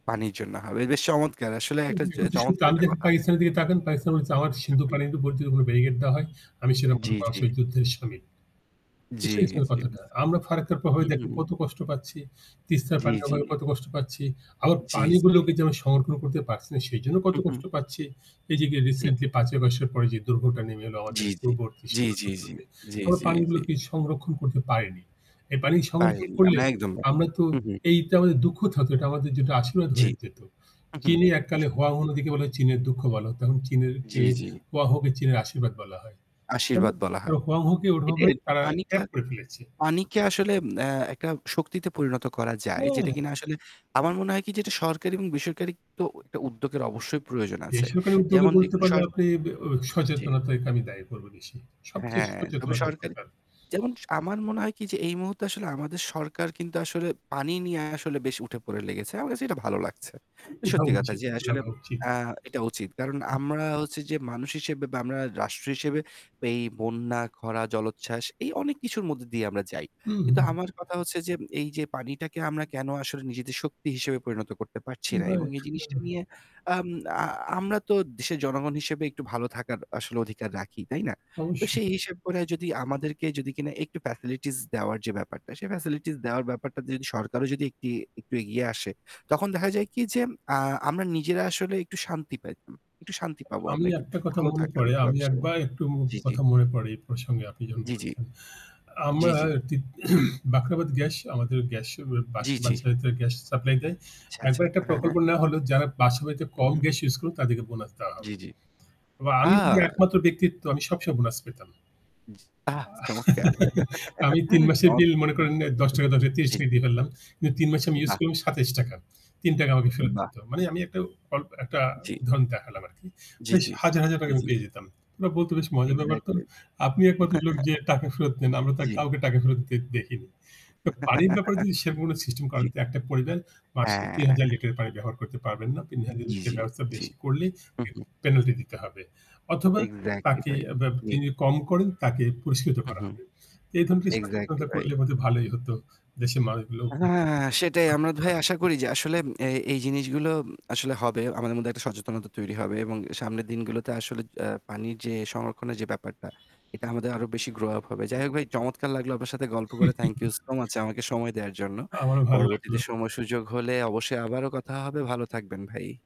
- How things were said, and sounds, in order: static; unintelligible speech; distorted speech; horn; in English: "ফ্যাসিলিটিজ"; in English: "ফ্যাসিলিটিজ"; throat clearing; alarm; chuckle; other street noise; laughing while speaking: "আহ চমৎকার"; chuckle; chuckle; unintelligible speech; laugh
- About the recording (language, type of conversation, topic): Bengali, unstructured, জল সংরক্ষণ আমাদের জীবনে কেন এত গুরুত্বপূর্ণ?